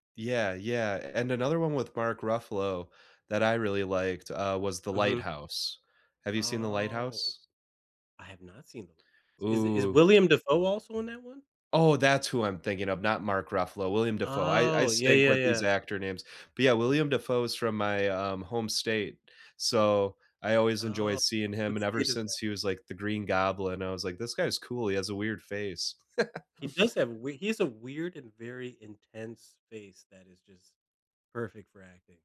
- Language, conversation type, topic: English, unstructured, What kind of movies do you enjoy watching the most?
- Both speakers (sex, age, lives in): male, 30-34, United States; male, 35-39, United States
- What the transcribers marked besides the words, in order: drawn out: "Oh"; drawn out: "Oh"; chuckle